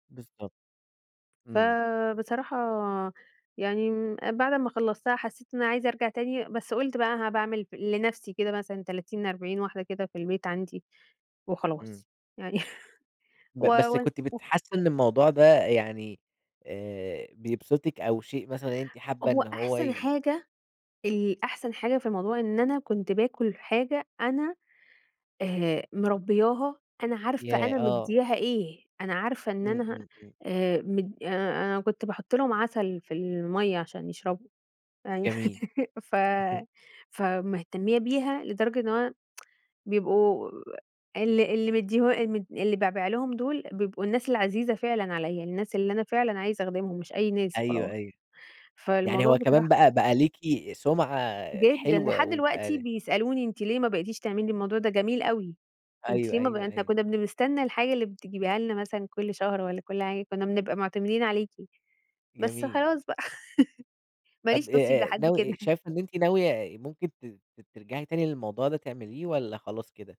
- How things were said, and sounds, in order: tapping; laughing while speaking: "يعني"; laugh; chuckle; tsk; laugh; chuckle
- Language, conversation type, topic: Arabic, podcast, إيه هو أول مشروع كنت فخور بيه؟